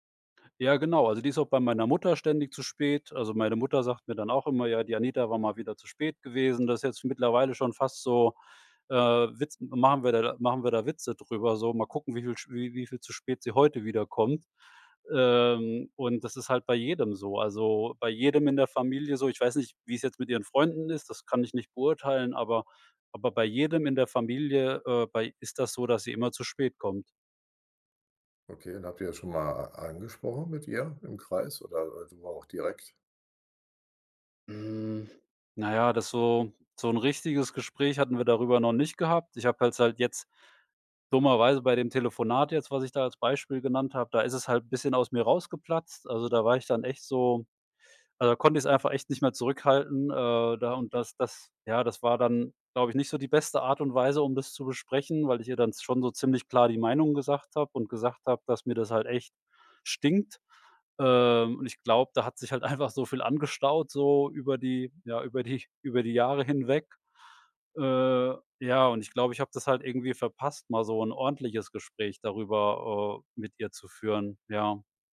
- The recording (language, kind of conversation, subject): German, advice, Wie führen unterschiedliche Werte und Traditionen zu Konflikten?
- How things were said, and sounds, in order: laughing while speaking: "einfach"; laughing while speaking: "die"